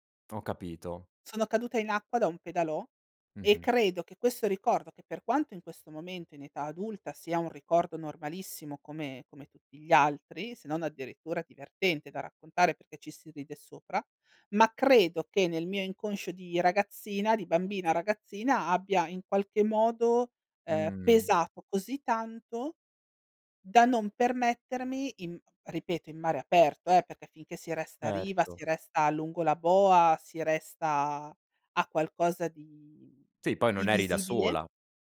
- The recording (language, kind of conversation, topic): Italian, podcast, Cosa ti piace di più del mare e perché?
- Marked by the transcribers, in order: none